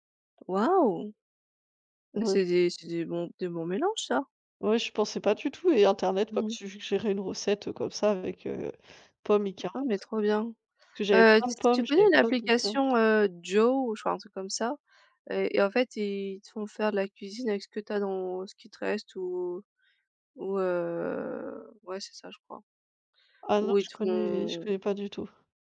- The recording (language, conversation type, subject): French, unstructured, Qu’est-ce qui te motive à essayer une nouvelle recette ?
- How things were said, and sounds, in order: tapping; other background noise